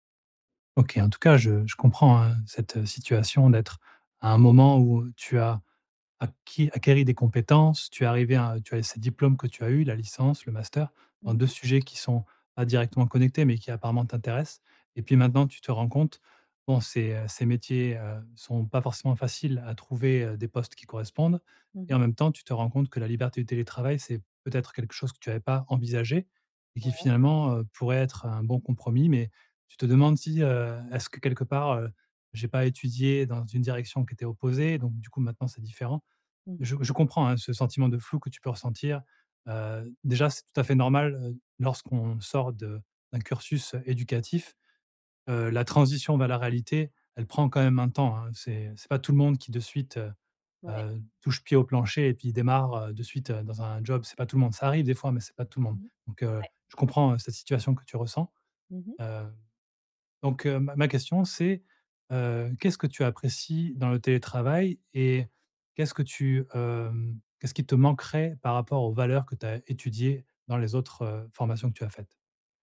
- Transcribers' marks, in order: other background noise; stressed: "transition"; tapping
- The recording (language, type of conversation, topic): French, advice, Pourquoi ai-je l’impression de stagner dans mon évolution de carrière ?